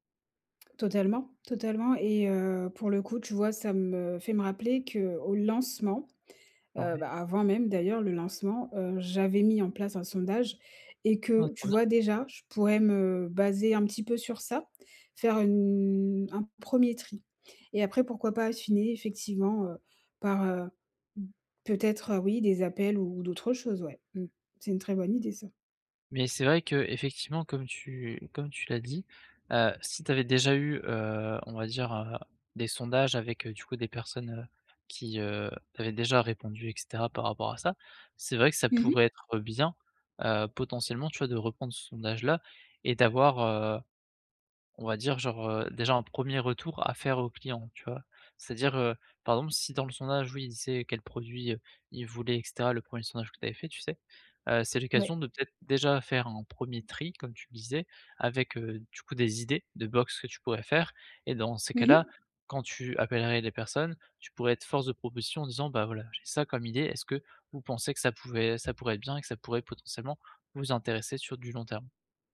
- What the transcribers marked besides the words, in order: other background noise; drawn out: "une"; tapping
- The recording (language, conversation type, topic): French, advice, Comment trouver un produit qui répond vraiment aux besoins de mes clients ?